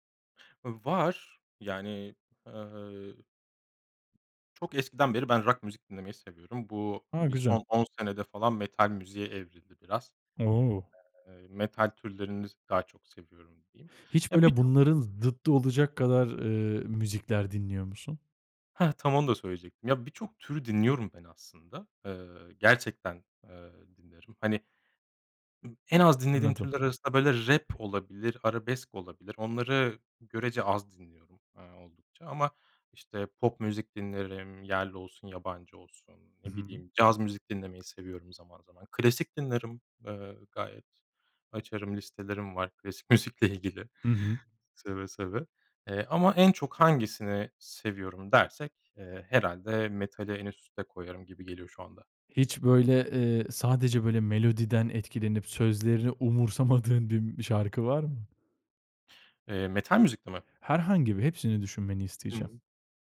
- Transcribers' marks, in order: laughing while speaking: "müzikle"
- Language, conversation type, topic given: Turkish, podcast, Bir şarkıda seni daha çok melodi mi yoksa sözler mi etkiler?